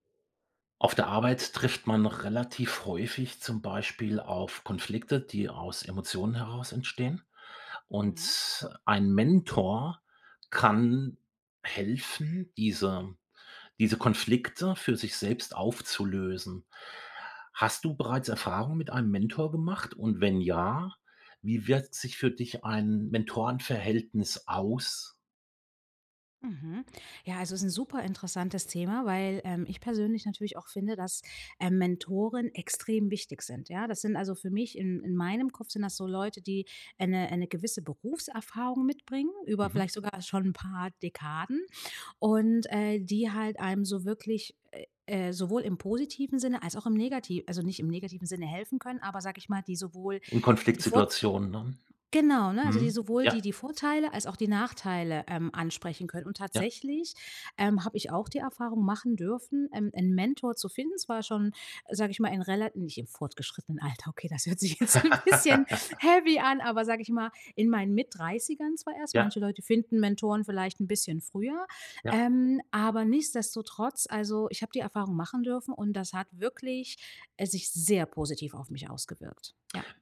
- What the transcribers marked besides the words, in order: laughing while speaking: "Alter"; laugh; laughing while speaking: "jetzt n' bisschen"; in English: "heavy"; stressed: "sehr"
- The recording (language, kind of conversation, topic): German, podcast, Was macht für dich ein starkes Mentorenverhältnis aus?